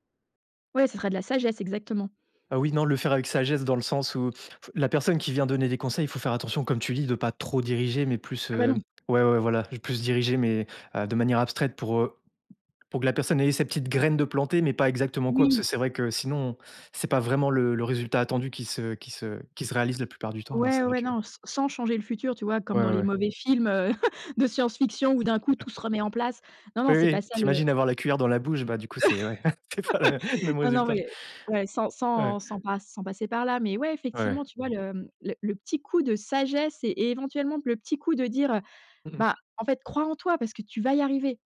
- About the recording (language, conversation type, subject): French, podcast, Quel conseil donnerais-tu à ton toi de quinze ans ?
- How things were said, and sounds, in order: tapping; other background noise; chuckle; laugh; laughing while speaking: "c'est pas la mê même résultat"